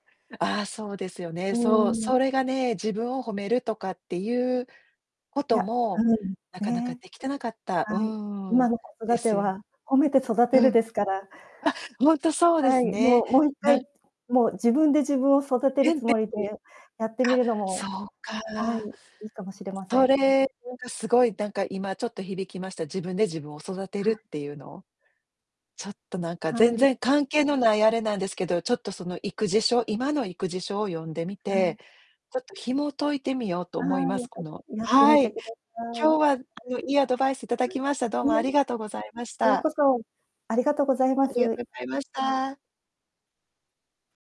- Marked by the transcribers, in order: distorted speech; unintelligible speech; unintelligible speech; unintelligible speech
- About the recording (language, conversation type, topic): Japanese, advice, 自分を責める思考が止められないと感じるのは、どんなときですか？